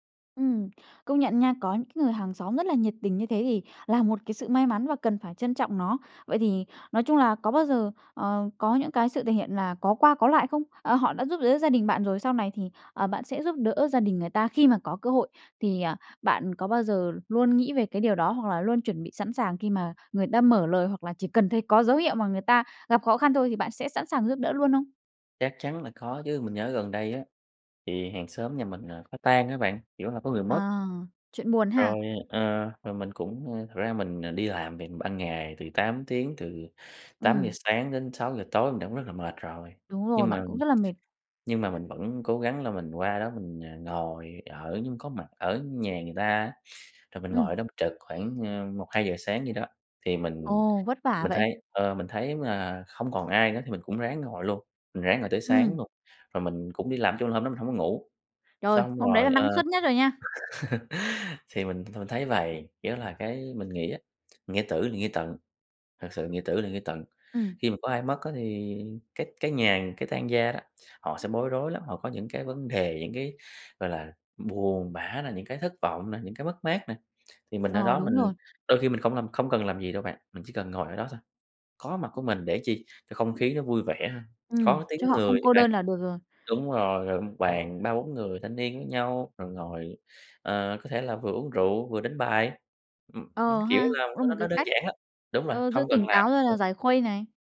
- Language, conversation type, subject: Vietnamese, podcast, Gia đình bạn có truyền thống nào khiến bạn nhớ mãi không?
- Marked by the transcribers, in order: tapping; chuckle; other background noise